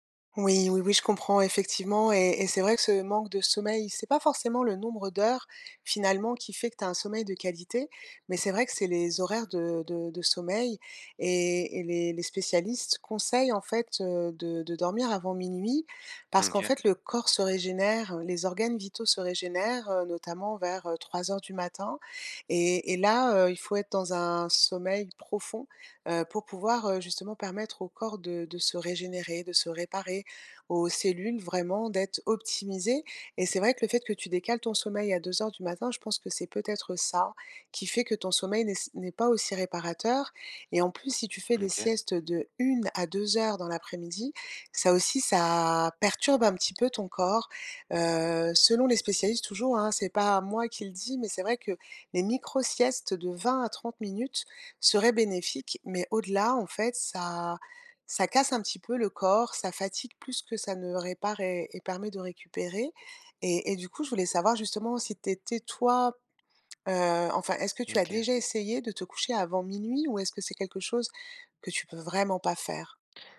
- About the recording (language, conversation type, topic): French, advice, Comment puis-je optimiser mon énergie et mon sommeil pour travailler en profondeur ?
- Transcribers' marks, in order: stressed: "vraiment"